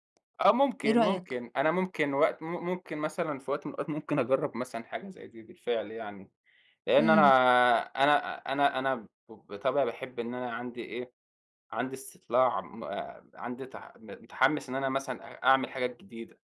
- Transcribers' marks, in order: none
- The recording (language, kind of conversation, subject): Arabic, podcast, إيه أكتر أكلة بتحبّها وليه بتحبّها؟